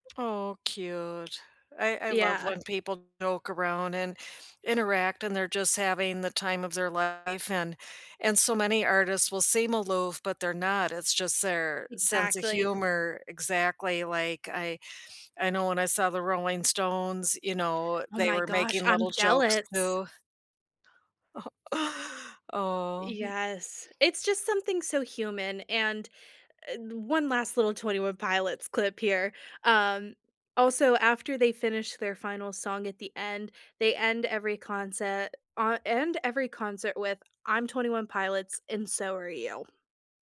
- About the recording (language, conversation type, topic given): English, unstructured, What was the best live performance or concert you have ever attended, and what made it unforgettable for you?
- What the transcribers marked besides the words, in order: background speech; gasp; other background noise